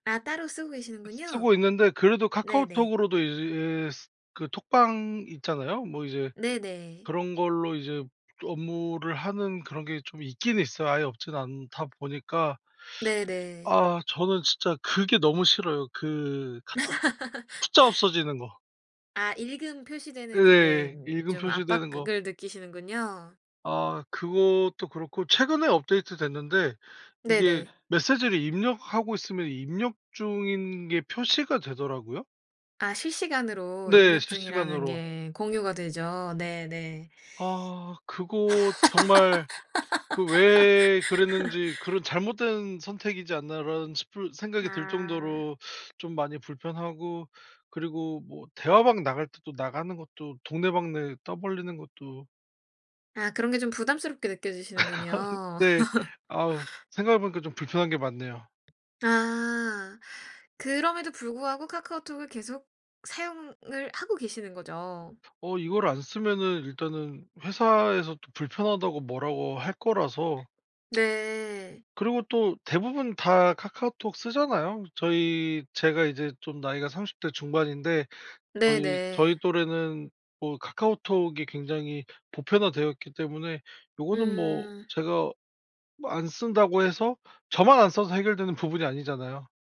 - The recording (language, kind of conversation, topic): Korean, podcast, SNS가 일상에 어떤 영향을 준다고 보세요?
- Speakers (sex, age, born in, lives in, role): female, 25-29, South Korea, United States, host; male, 30-34, South Korea, South Korea, guest
- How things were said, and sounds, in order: tapping; other background noise; laugh; other noise; laugh; laugh; laugh; tsk